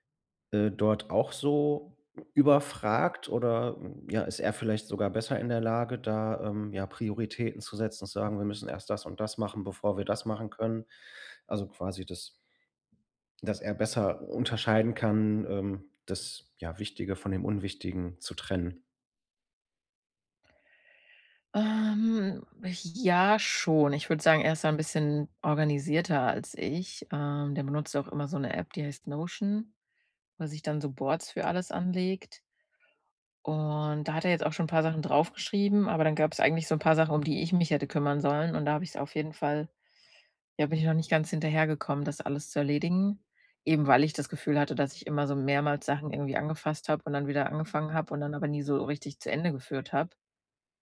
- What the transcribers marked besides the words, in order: other background noise
- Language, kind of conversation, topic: German, advice, Wie kann ich Dringendes von Wichtigem unterscheiden, wenn ich meine Aufgaben plane?
- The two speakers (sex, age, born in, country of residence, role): female, 30-34, Germany, Germany, user; male, 40-44, Germany, Germany, advisor